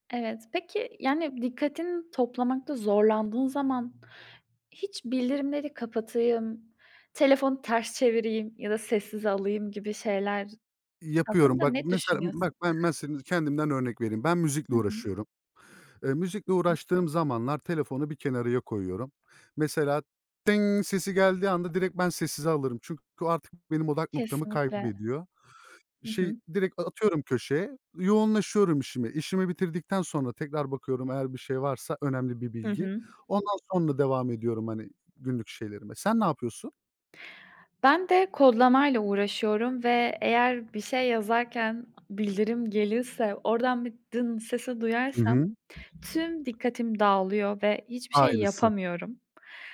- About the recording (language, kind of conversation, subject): Turkish, unstructured, Telefon bildirimleri işini böldüğünde ne hissediyorsun?
- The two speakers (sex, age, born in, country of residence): female, 20-24, Turkey, Poland; male, 30-34, Turkey, Germany
- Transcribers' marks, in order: chuckle; "kenara" said as "kenarıya"; tapping